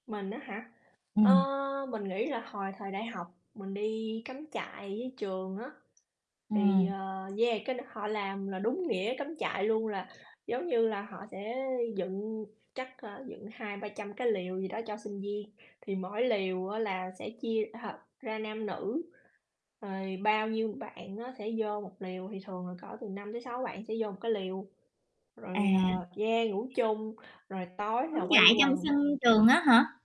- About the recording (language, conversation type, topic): Vietnamese, unstructured, Kỷ niệm đáng nhớ nhất của bạn trong một lần cắm trại qua đêm là gì?
- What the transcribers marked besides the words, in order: tapping; other background noise